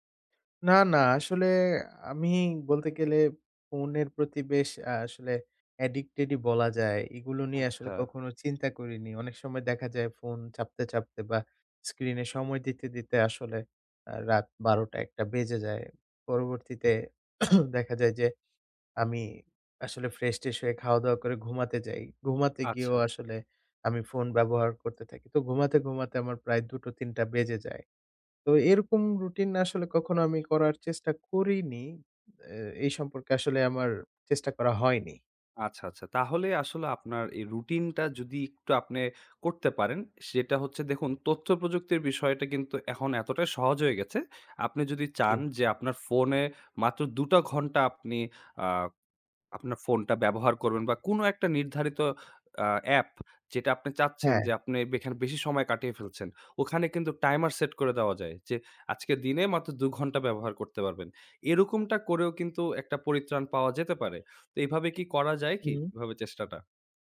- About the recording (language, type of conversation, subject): Bengali, advice, রাতে ঘুম ঠিক রাখতে কতক্ষণ পর্যন্ত ফোনের পর্দা দেখা নিরাপদ?
- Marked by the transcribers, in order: cough; in English: "routine"